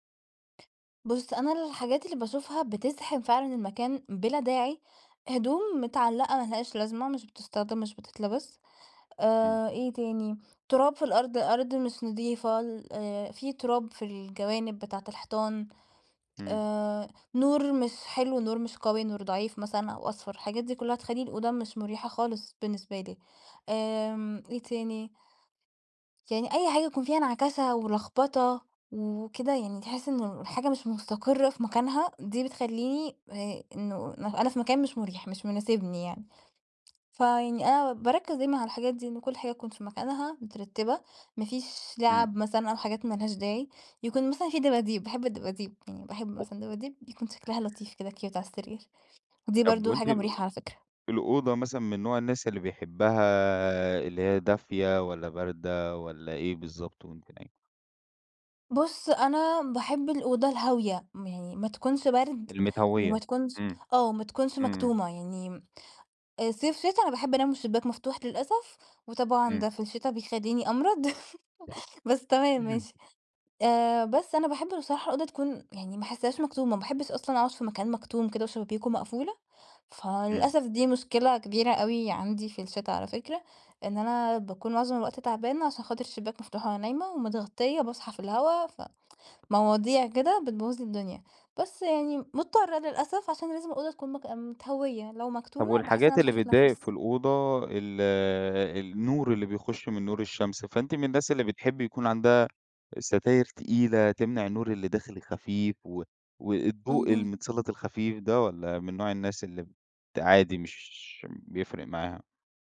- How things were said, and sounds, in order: tapping; other background noise; in English: "cute"; laugh; throat clearing
- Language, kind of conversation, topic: Arabic, podcast, إيه الحاجات اللي بتخلّي أوضة النوم مريحة؟